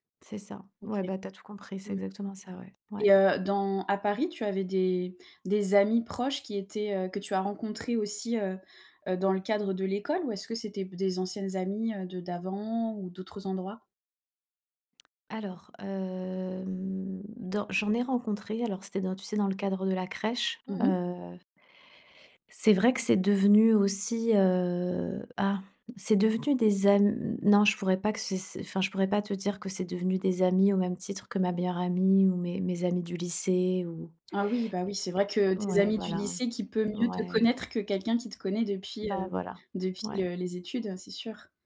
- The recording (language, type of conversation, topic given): French, advice, Comment transformer des connaissances en amitiés durables à l’âge adulte ?
- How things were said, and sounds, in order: tapping; drawn out: "hem"